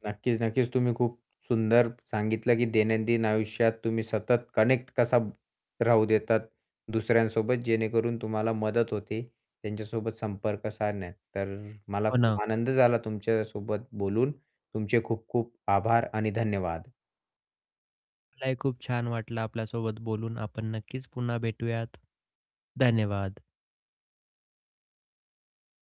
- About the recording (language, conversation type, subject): Marathi, podcast, दैनंदिन जीवनात सतत जोडून राहण्याचा दबाव तुम्ही कसा हाताळता?
- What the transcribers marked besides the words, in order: static; in English: "कनेक्ट"; other background noise